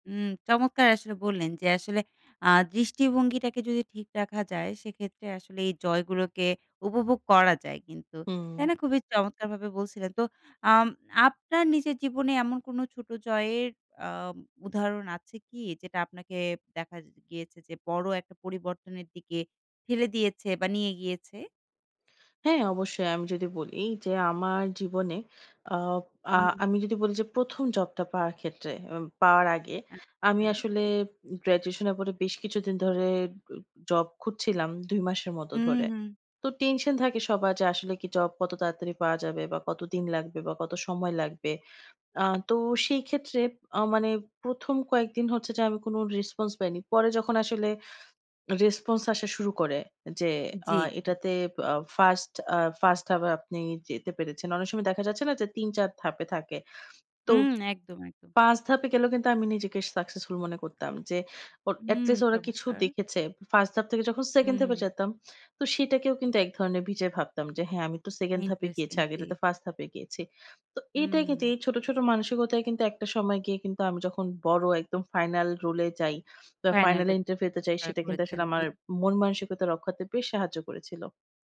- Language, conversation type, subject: Bengali, podcast, কীভাবে ছোট জয় অর্জনের মানসিকতা গড়ে তুলবেন?
- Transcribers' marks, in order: tapping; other background noise